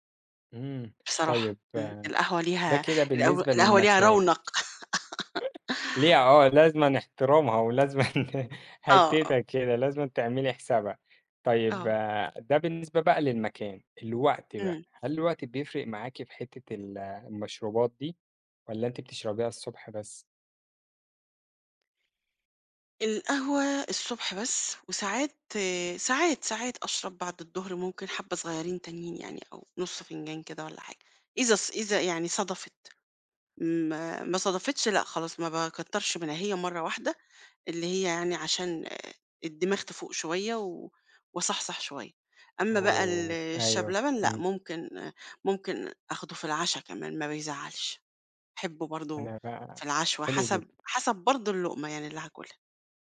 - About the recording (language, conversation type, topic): Arabic, podcast, قهوة ولا شاي الصبح؟ إيه السبب؟
- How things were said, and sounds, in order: other background noise; laugh; laugh; laughing while speaking: "ولازمًا"; tapping